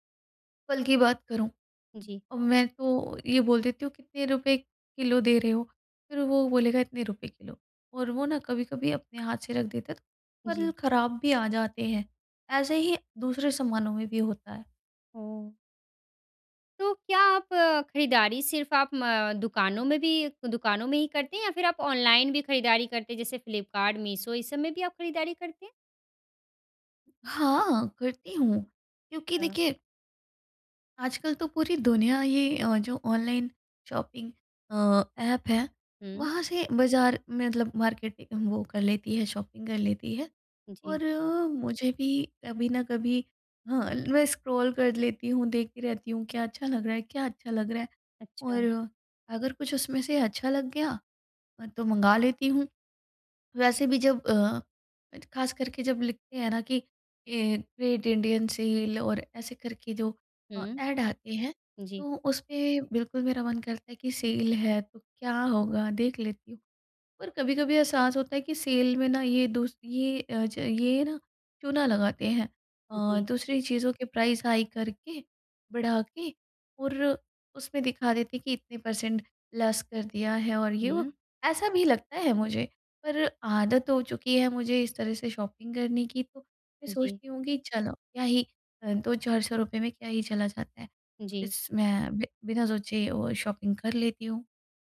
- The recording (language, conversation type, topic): Hindi, advice, खरीदारी के बाद पछतावे से बचने और सही फैशन विकल्प चुनने की रणनीति
- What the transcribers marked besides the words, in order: in English: "ऑनलाइन शॉपिंग"; in English: "मार्केटिंग"; in English: "शॉपिंग"; in English: "स्क्रॉल"; in English: "ए, ग्रेट इंडियन सेल"; in English: "एड"; in English: "सेल"; in English: "सेल"; in English: "प्राइस हाई"; in English: "परसेंट लेस"; in English: "शॉपिंग"; in English: "शॉपिंग"